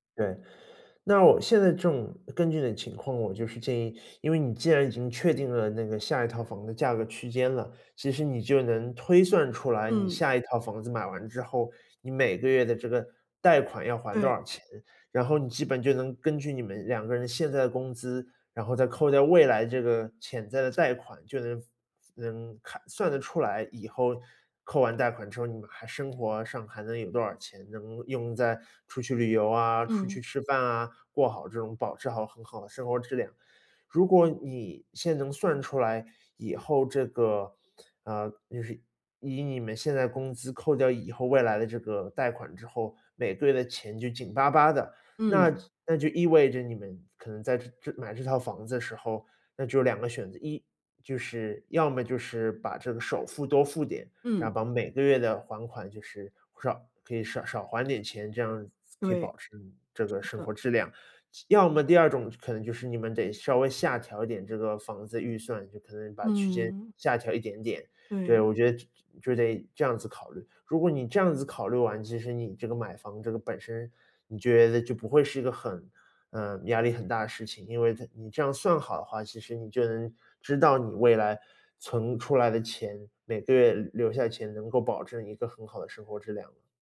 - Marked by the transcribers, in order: none
- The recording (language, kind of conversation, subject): Chinese, advice, 怎样在省钱的同时保持生活质量？